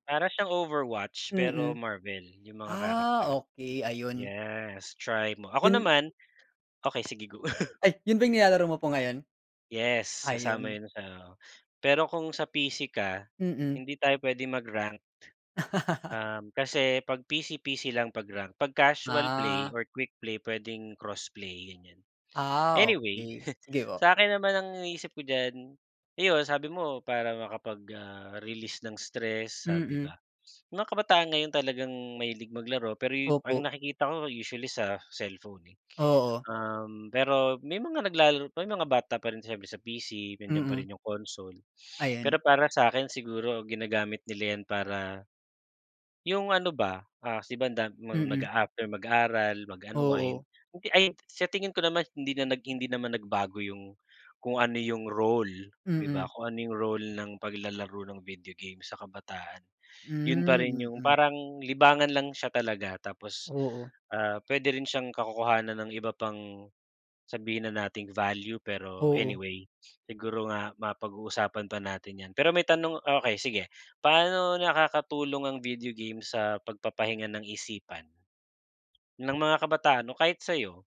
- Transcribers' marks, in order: chuckle; laugh; chuckle
- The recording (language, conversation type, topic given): Filipino, unstructured, Paano ginagamit ng mga kabataan ang larong bidyo bilang libangan sa kanilang oras ng pahinga?